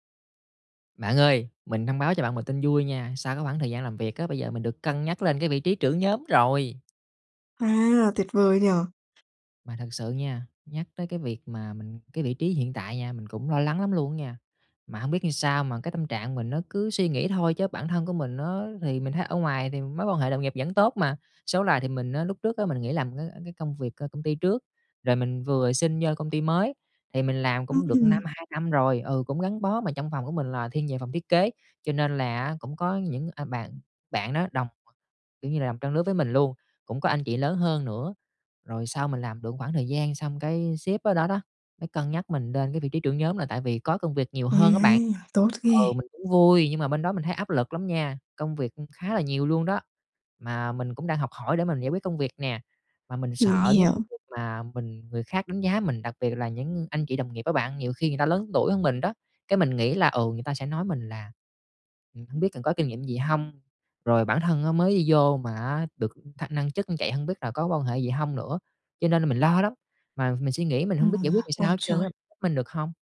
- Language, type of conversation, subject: Vietnamese, advice, Làm sao để bớt lo lắng về việc người khác đánh giá mình khi vị thế xã hội thay đổi?
- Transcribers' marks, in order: tapping; other background noise; unintelligible speech; unintelligible speech